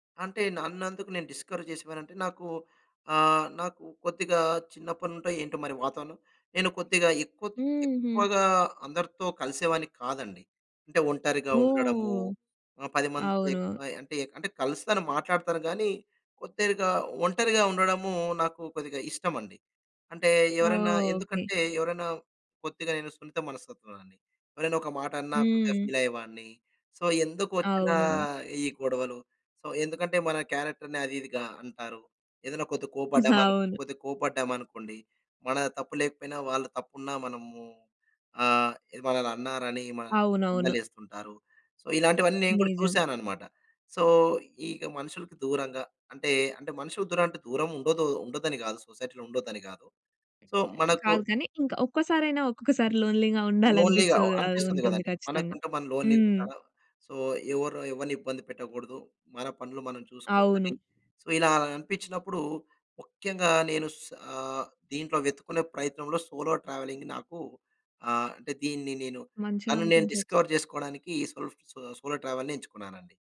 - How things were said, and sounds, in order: in English: "డిస్కరేజ్"; in English: "ఫీల్"; in English: "సో"; in English: "సో"; in English: "క్యారెక్టర్‌ని"; in English: "సో"; in English: "సో"; in English: "సొసైటీలో"; in English: "సో"; other noise; in English: "లోన్లీ‌గా"; in English: "లోన్లీ‌గా"; in English: "లోన్లీ‌గా. సో"; in English: "సో"; in English: "సోలో ట్రావెలింగ్"; in English: "డిస్కవర్"; in English: "సెల్ఫ్ సోలో ట్రావెల్‌ని"
- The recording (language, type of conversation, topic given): Telugu, podcast, సోలో ప్రయాణం మీకు ఏ విధమైన స్వీయ అవగాహనను తీసుకొచ్చింది?